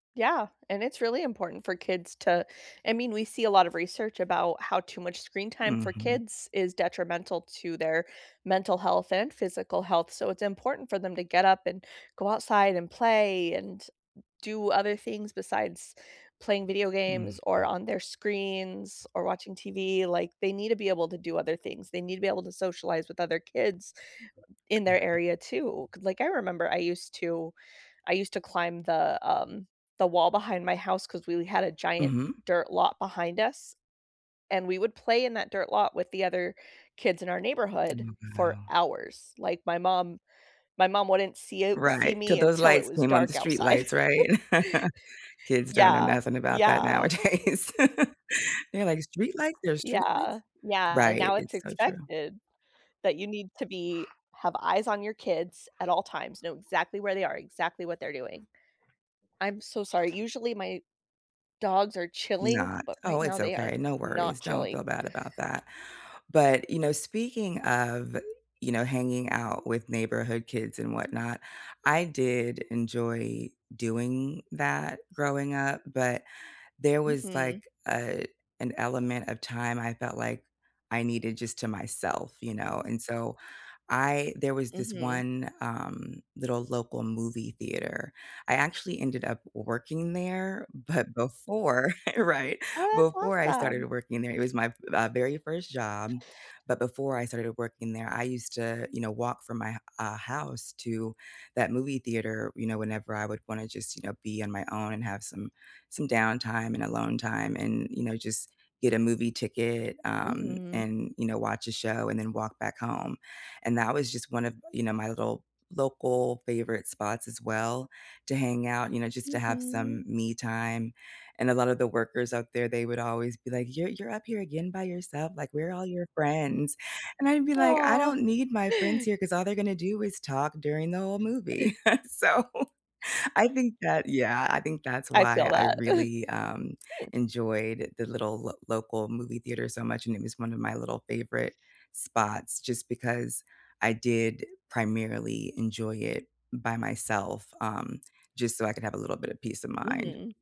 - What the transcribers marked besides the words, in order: tapping; other background noise; chuckle; dog barking; chuckle; laughing while speaking: "nowadays"; laugh; laughing while speaking: "before Right"; laugh; laughing while speaking: "so"; chuckle
- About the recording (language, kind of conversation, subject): English, unstructured, Which neighborhood spots feel most special to you, and what makes them your favorites?
- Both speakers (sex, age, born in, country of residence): female, 35-39, United States, United States; female, 40-44, United States, United States